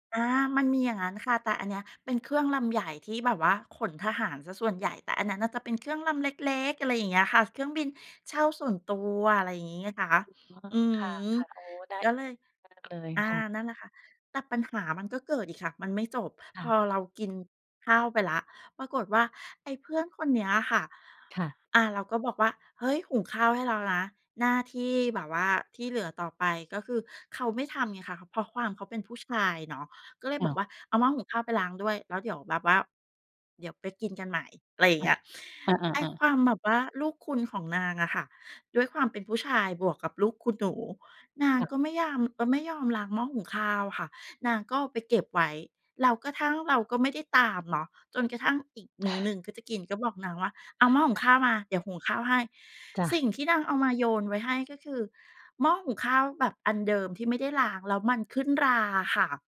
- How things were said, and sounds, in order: other background noise; unintelligible speech; other noise
- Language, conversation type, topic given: Thai, podcast, อาหารจานไหนที่ทำให้คุณรู้สึกเหมือนได้กลับบ้านมากที่สุด?